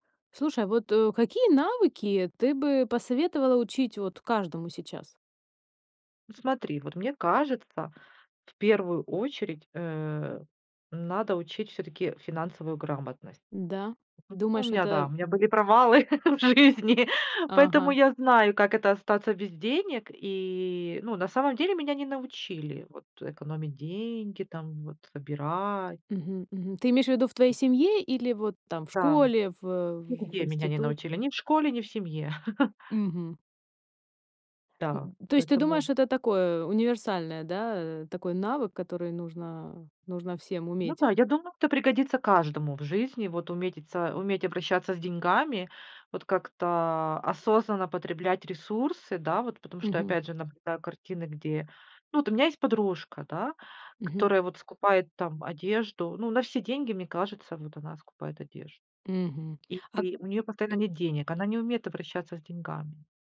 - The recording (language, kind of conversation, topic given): Russian, podcast, Какие навыки ты бы посоветовал освоить каждому?
- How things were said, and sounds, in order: unintelligible speech; laughing while speaking: "провалы в жизни"; tapping; chuckle; other background noise